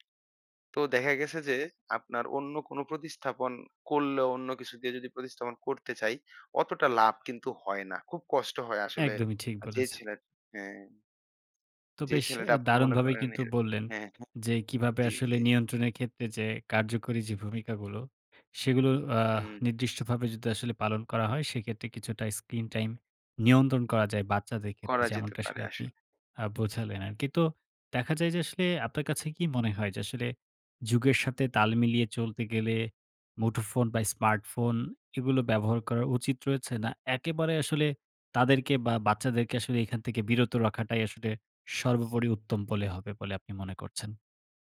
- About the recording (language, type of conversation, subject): Bengali, podcast, শিশুদের স্ক্রিন টাইম নিয়ন্ত্রণে সাধারণ কোনো উপায় আছে কি?
- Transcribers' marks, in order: none